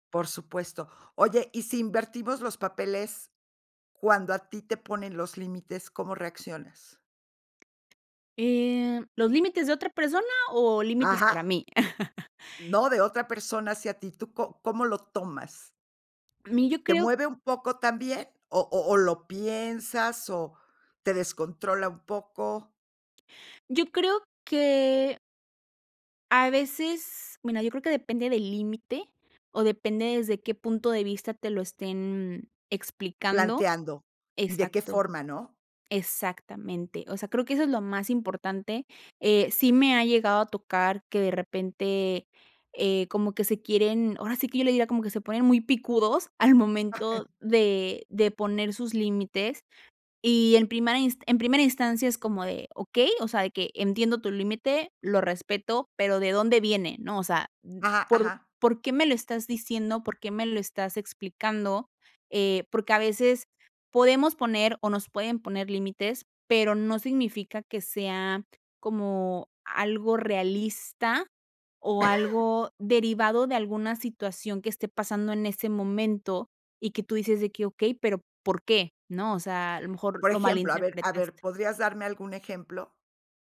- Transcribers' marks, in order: laugh; laugh; cough
- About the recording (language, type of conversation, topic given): Spanish, podcast, ¿Cómo explicas tus límites a tu familia?